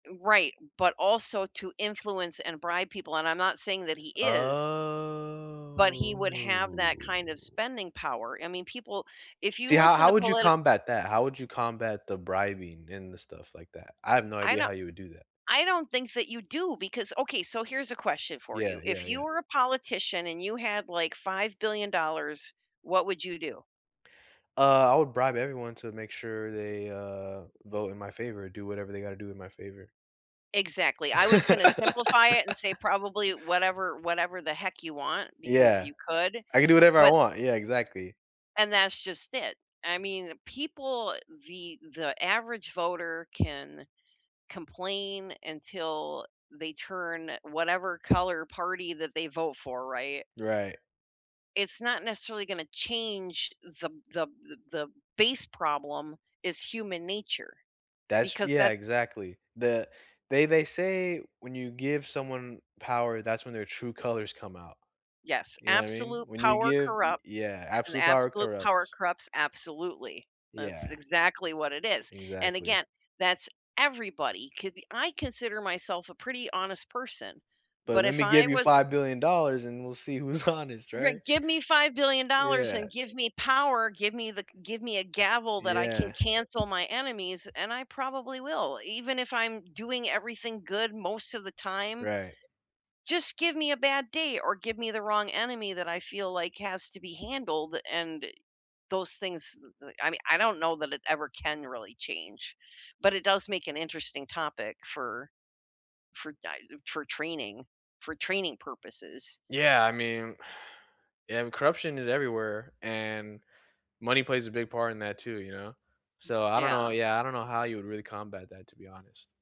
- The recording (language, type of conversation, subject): English, unstructured, What role should money play in politics?
- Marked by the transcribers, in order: tapping; drawn out: "Oh"; laugh; laughing while speaking: "honest"; other background noise; sigh